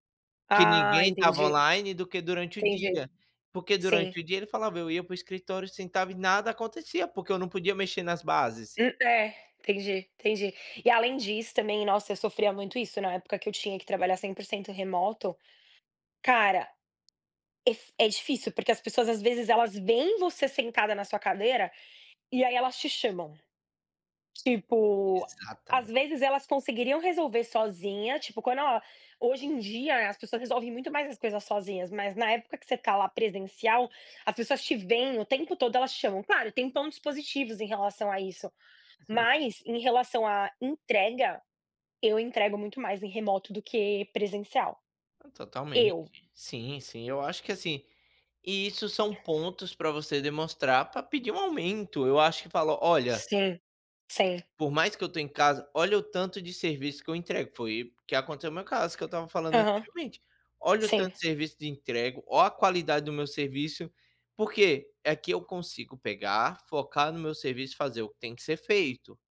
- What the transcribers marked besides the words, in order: tapping; other background noise
- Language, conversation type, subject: Portuguese, unstructured, Você acha que é difícil negociar um aumento hoje?